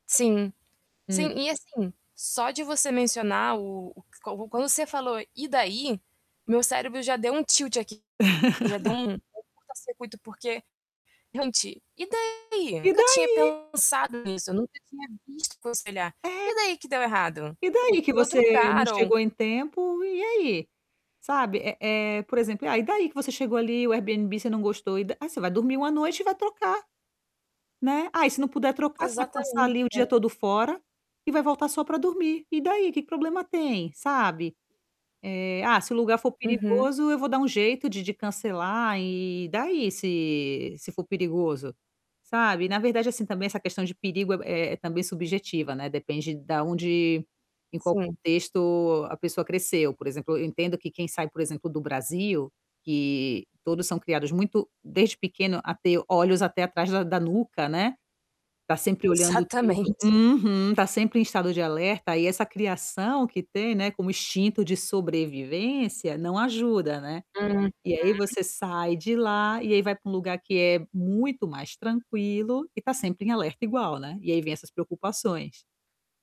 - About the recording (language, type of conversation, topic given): Portuguese, advice, Como posso lidar com a ansiedade ao viajar para destinos desconhecidos?
- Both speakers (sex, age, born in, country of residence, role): female, 25-29, Brazil, France, user; female, 35-39, Brazil, Italy, advisor
- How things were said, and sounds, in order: static; distorted speech; in English: "tilt"; laugh; other background noise; tapping